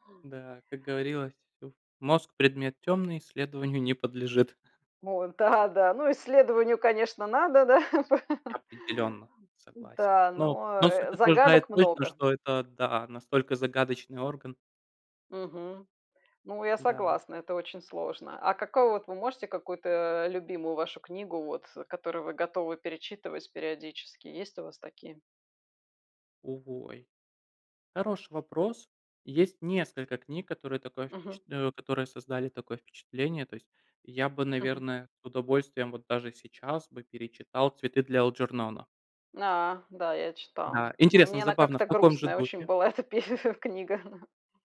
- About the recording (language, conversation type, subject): Russian, unstructured, Что тебе больше всего нравится в твоём увлечении?
- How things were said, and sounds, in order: tapping; laughing while speaking: "да"; laughing while speaking: "да"; laugh; laughing while speaking: "эта пе книга"